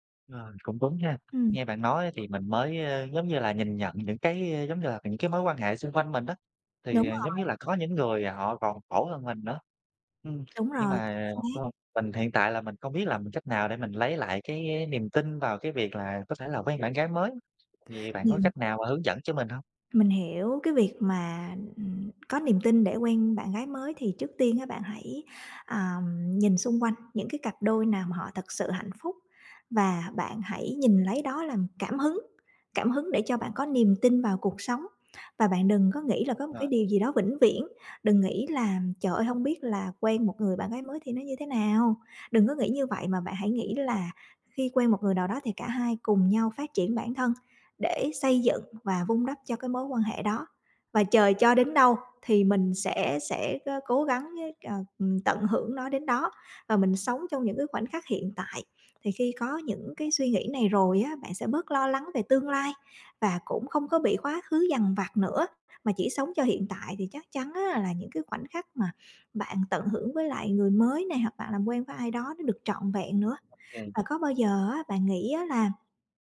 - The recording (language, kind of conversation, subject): Vietnamese, advice, Bạn đang cố thích nghi với cuộc sống độc thân như thế nào sau khi kết thúc một mối quan hệ lâu dài?
- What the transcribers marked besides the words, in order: tapping; other background noise; unintelligible speech